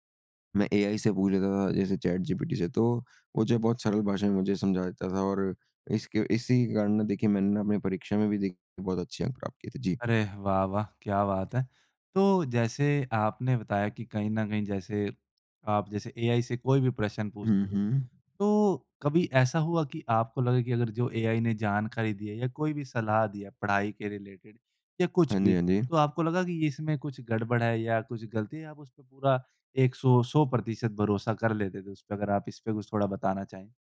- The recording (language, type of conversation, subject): Hindi, podcast, एआई टूल्स को आपने रोज़मर्रा की ज़िंदगी में कैसे आज़माया है?
- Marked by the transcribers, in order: in English: "रिलेटेड"